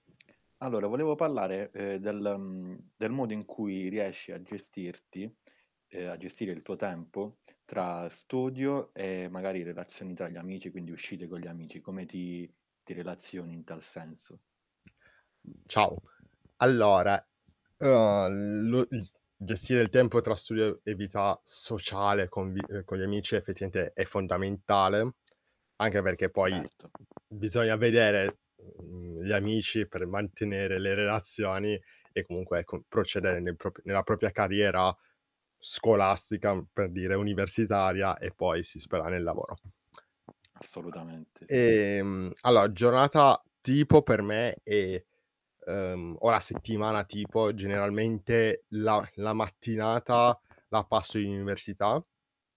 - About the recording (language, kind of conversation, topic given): Italian, podcast, Come gestisci il tuo tempo tra studio e vita sociale?
- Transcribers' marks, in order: tapping; "parlare" said as "pallare"; static; other background noise; other noise; distorted speech; "propria" said as "propia"; unintelligible speech